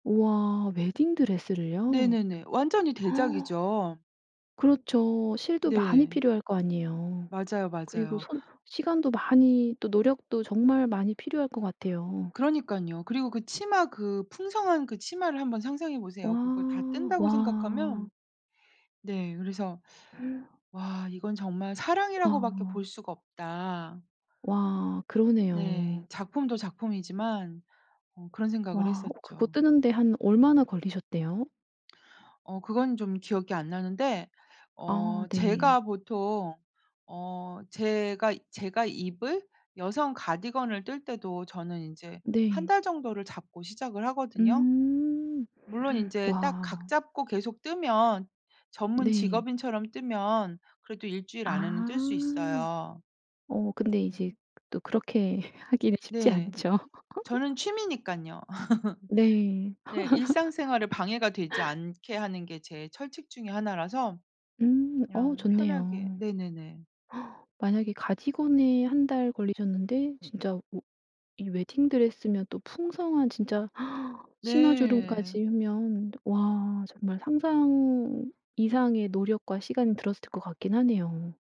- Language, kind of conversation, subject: Korean, podcast, 다른 사람과 취미를 공유하면서 느꼈던 즐거움이 있다면 들려주실 수 있나요?
- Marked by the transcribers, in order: gasp; gasp; other background noise; laughing while speaking: "그렇게 하기는 쉽지 않죠"; laugh; laugh; gasp; gasp